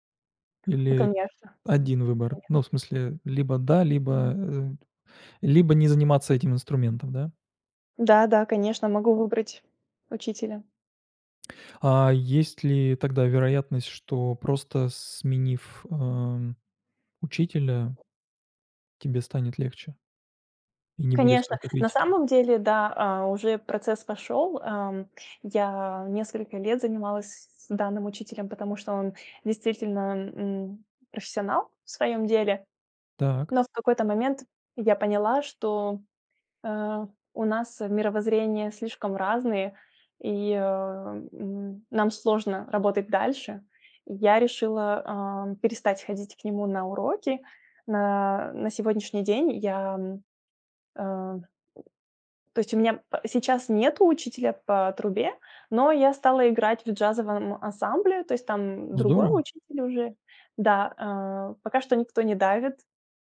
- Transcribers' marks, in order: tapping; other background noise
- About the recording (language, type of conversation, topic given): Russian, advice, Как вы справляетесь со страхом критики вашего творчества или хобби?